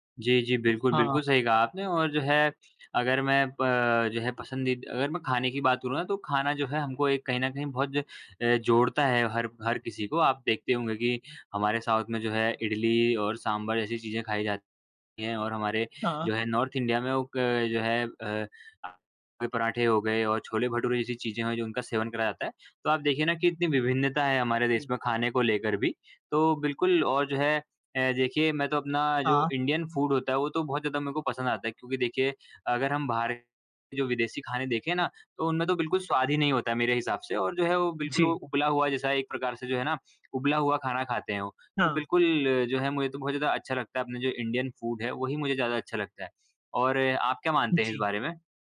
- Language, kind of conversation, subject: Hindi, unstructured, आपका पसंदीदा खाना कौन सा है और क्यों?
- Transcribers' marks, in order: in English: "साउथ"; in English: "नॉर्थ"; in English: "फूड"; in English: "फूड"